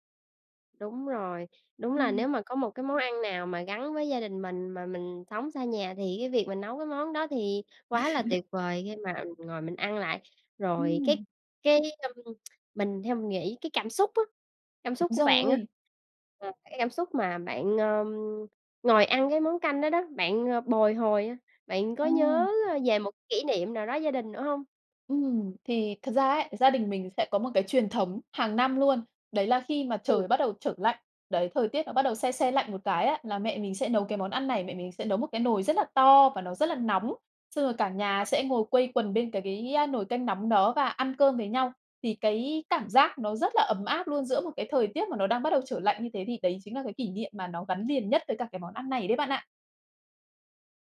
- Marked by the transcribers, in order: chuckle; tapping; other background noise
- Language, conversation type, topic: Vietnamese, podcast, Món ăn giúp bạn giữ kết nối với người thân ở xa như thế nào?